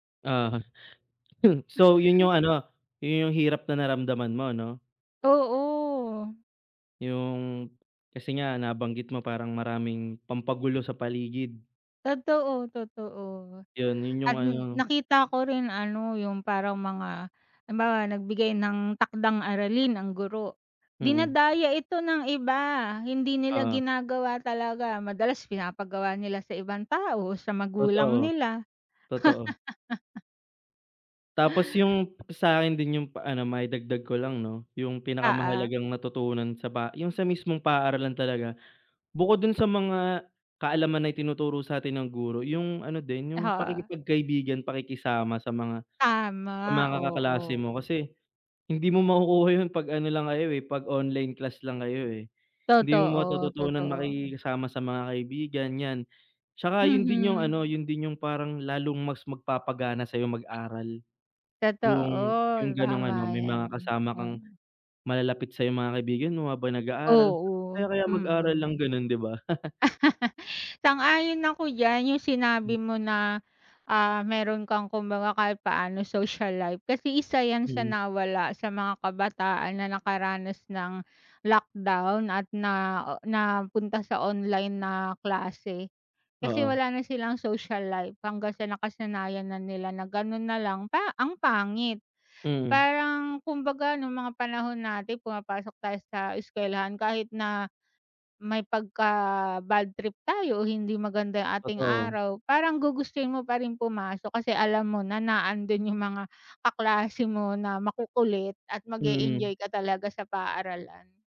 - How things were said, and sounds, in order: tapping; chuckle; other background noise; laugh; chuckle; chuckle
- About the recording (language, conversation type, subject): Filipino, unstructured, Paano mo ikinukumpara ang pag-aaral sa internet at ang harapang pag-aaral, at ano ang pinakamahalagang natutuhan mo sa paaralan?